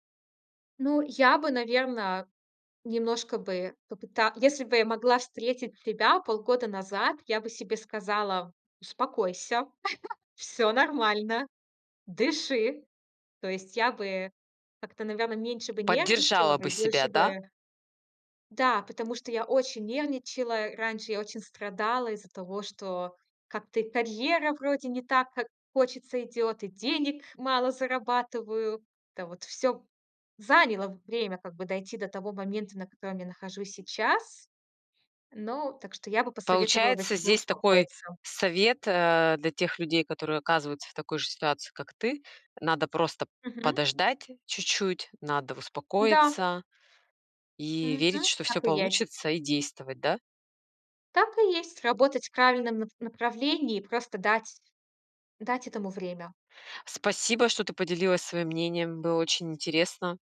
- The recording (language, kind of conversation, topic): Russian, podcast, Когда ты впервые по‑настоящему почувствовал(а) гордость за себя?
- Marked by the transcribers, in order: chuckle; tapping